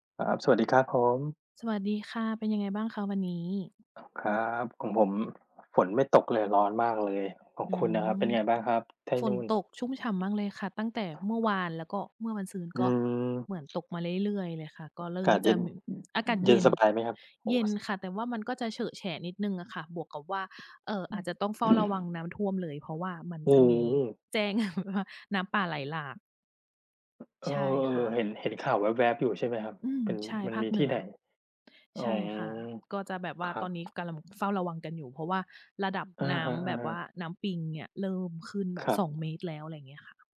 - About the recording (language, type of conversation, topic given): Thai, unstructured, คุณคิดว่าการออกกำลังกายสำคัญต่อสุขภาพอย่างไร?
- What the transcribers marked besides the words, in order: other noise; tapping; other background noise; throat clearing; laughing while speaking: "แบบว่า"